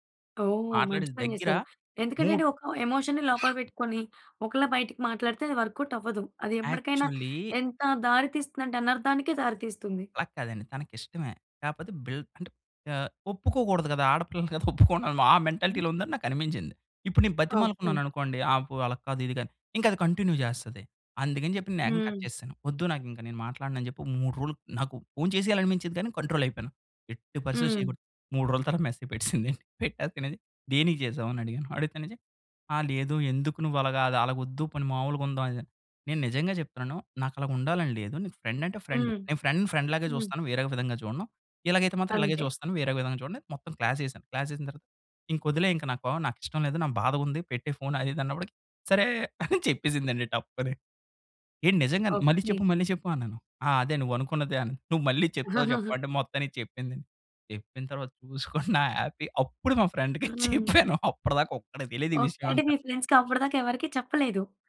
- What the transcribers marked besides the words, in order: in English: "ఎమోషన్‌ని"; other background noise; in English: "వర్క్‌ఔట్"; in English: "యాక్చువల్లీ"; chuckle; in English: "మెంటాలిటీలో"; in English: "కంటిన్యూ"; in English: "కట్"; in English: "కంట్రోల్"; in English: "మెసేజ్"; chuckle; in English: "ఫ్రెండ్"; in English: "ఫ్రెండ్ ఫ్రెండ్‌లాగే"; in English: "క్లాస్"; in English: "క్లాస్"; chuckle; chuckle; laughing while speaking: "నా హ్యాపీ అప్పుడు మా ఫ్రెండ్‌కి … ఈ విషయం అంతా"; in English: "హ్యాపీ"; in English: "ఫ్రెండ్‌కి"; in English: "ఫ్రెండ్స్‌కి"
- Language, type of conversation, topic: Telugu, podcast, మొదటి ప్రేమ జ్ఞాపకాన్ని మళ్లీ గుర్తు చేసే పాట ఏది?